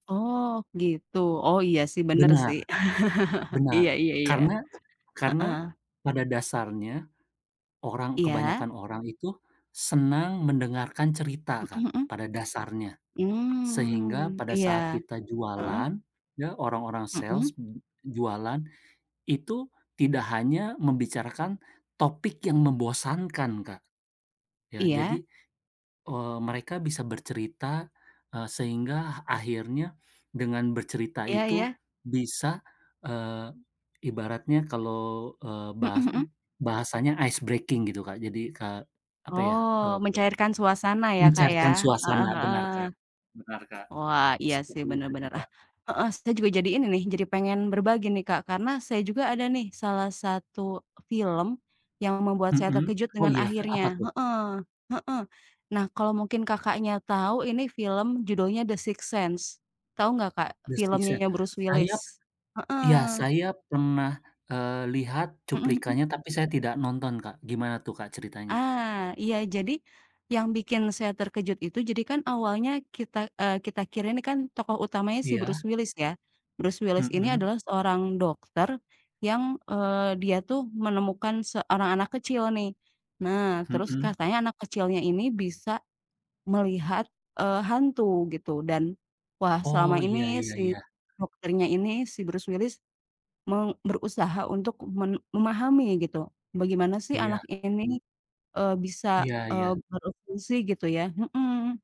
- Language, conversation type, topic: Indonesian, unstructured, Pernahkah kamu terkejut dengan akhir cerita dalam film atau buku?
- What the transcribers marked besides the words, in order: chuckle; other background noise; in English: "sales"; in English: "ice breaking"